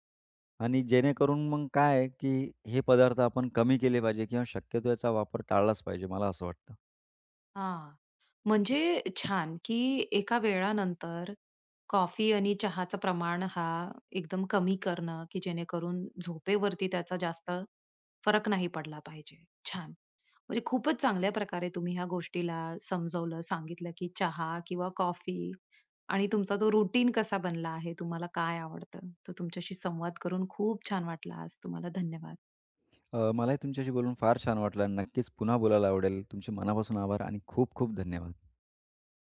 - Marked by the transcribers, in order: other background noise; in English: "रूटीन"
- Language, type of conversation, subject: Marathi, podcast, सकाळी तुम्ही चहा घ्यायला पसंत करता की कॉफी, आणि का?